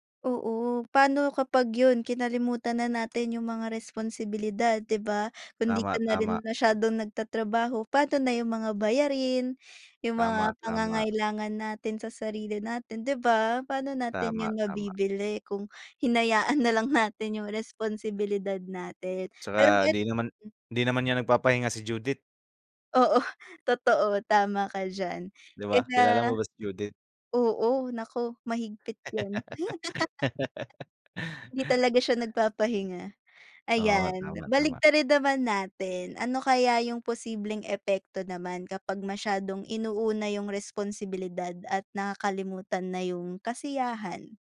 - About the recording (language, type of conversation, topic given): Filipino, unstructured, Ano ang mas mahalaga, kasiyahan o responsibilidad?
- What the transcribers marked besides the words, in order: laughing while speaking: "nalang natin"; laughing while speaking: "Oo"; laugh